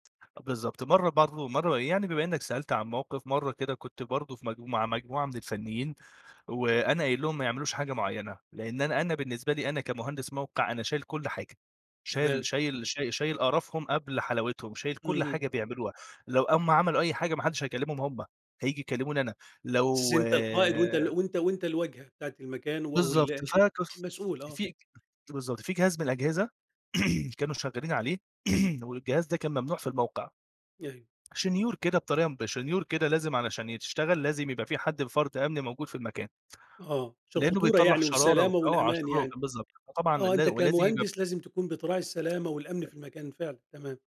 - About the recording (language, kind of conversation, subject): Arabic, podcast, إزاي تقدر تمارس الحزم كل يوم بخطوات بسيطة؟
- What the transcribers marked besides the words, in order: tapping; throat clearing; unintelligible speech